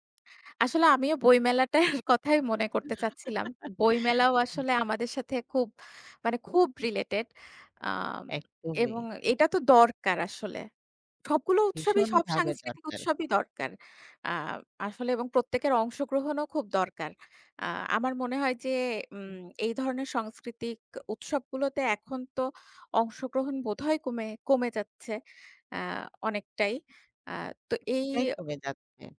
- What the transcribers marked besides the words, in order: other background noise; laughing while speaking: "বইমেলাটার"; giggle; tapping; "সাংস্কৃতিক" said as "সংস্কৃতিক"
- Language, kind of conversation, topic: Bengali, unstructured, সাম্প্রতিক কোন সাংস্কৃতিক উৎসব আপনাকে আনন্দ দিয়েছে?